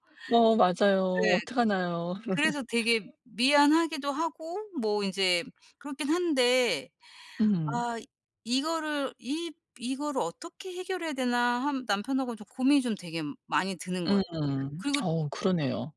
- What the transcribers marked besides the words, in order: other background noise; laugh
- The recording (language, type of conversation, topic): Korean, advice, 언어 장벽 때문에 일상에서 소통하는 데 어떤 점이 불편하신가요?